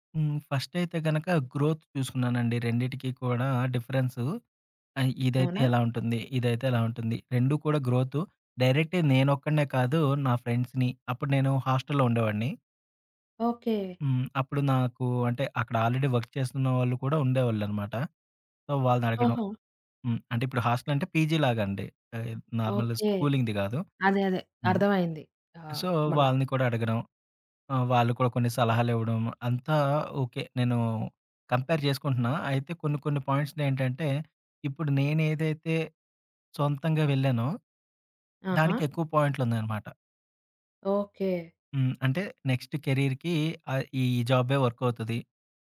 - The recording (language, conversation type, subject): Telugu, podcast, రెండు ఆఫర్లలో ఒకదాన్నే ఎంపిక చేయాల్సి వస్తే ఎలా నిర్ణయం తీసుకుంటారు?
- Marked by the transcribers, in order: in English: "గ్రోత్"; in English: "డైరెక్ట్‌గా"; in English: "ఫ్రెండ్స్‌ని"; in English: "హాస్టల్‌లో"; in English: "ఆల్రెడీ వర్క్"; in English: "సో"; in English: "పీజీ"; in English: "నార్మల్ స్కూలింగ్‌ది"; in English: "సో"; in English: "కంపేర్"; in English: "పాయింట్స్‌నేంటంటే"; tapping; in English: "నెక్స్ట్ కేరియర్‌కి"; in English: "వర్క్"